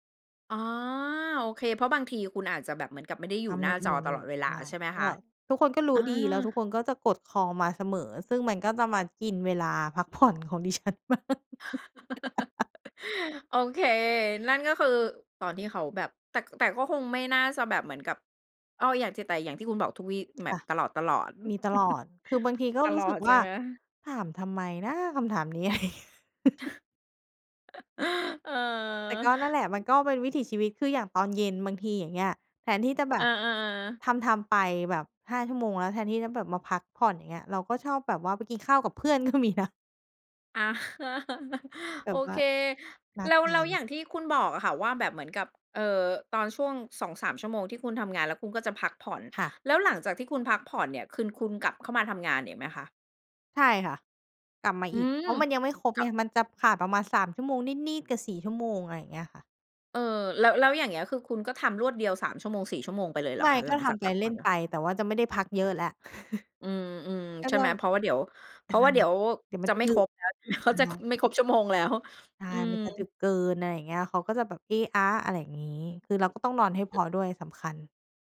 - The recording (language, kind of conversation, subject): Thai, podcast, เล่าให้ฟังหน่อยว่าคุณจัดสมดุลระหว่างงานกับชีวิตส่วนตัวยังไง?
- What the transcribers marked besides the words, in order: chuckle; laughing while speaking: "โอเค"; laughing while speaking: "ดิฉัน"; laugh; chuckle; laugh; chuckle; laughing while speaking: "เออ"; laughing while speaking: "ก็มีนะ"; chuckle; chuckle; tapping; laughing while speaking: "เดี๋ยวเขาจะ ค ไม่ครบชั่วโมงแล้ว"